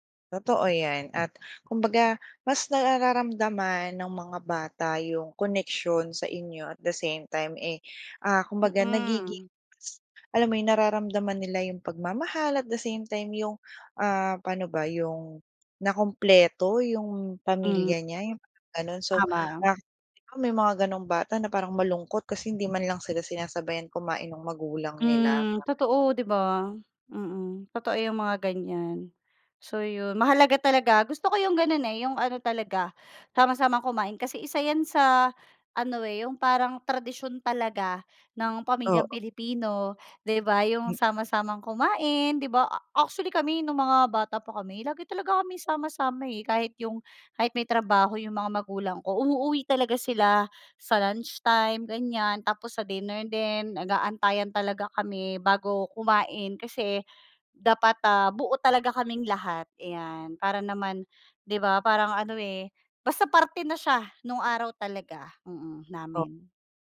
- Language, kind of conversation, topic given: Filipino, podcast, Ano ang kuwento sa likod ng paborito mong ulam sa pamilya?
- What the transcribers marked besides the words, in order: none